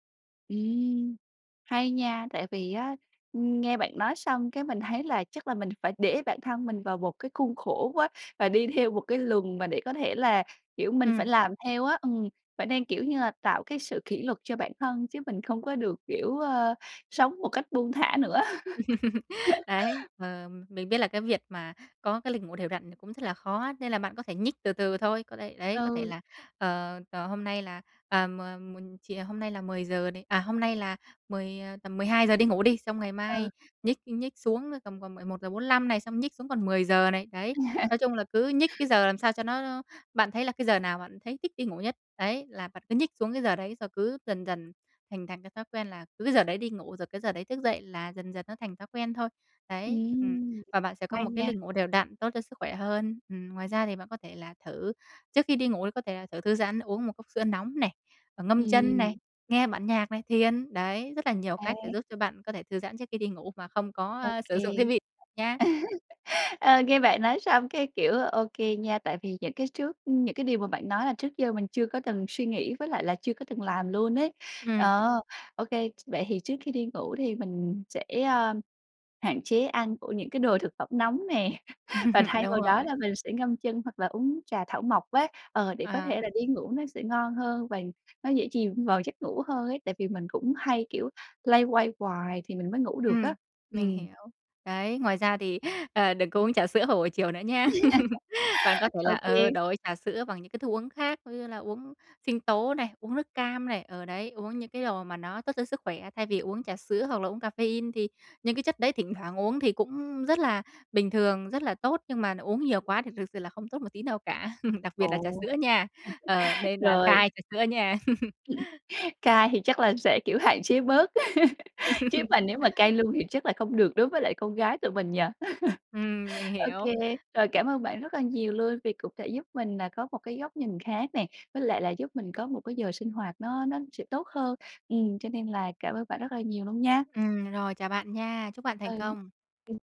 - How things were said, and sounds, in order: tapping; laugh; laughing while speaking: "nữa"; laugh; laugh; laugh; other background noise; laugh; background speech; laugh; laugh; laugh; laugh
- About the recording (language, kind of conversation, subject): Vietnamese, advice, Làm thế nào để duy trì lịch ngủ đều đặn mỗi ngày?